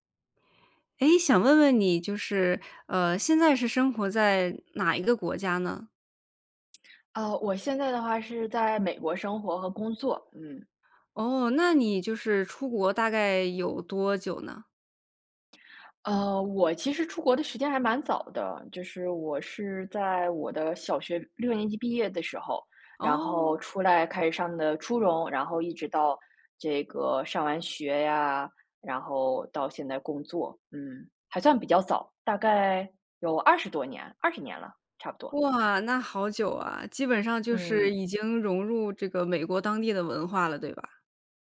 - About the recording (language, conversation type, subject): Chinese, podcast, 回国后再适应家乡文化对你来说难吗？
- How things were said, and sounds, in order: other background noise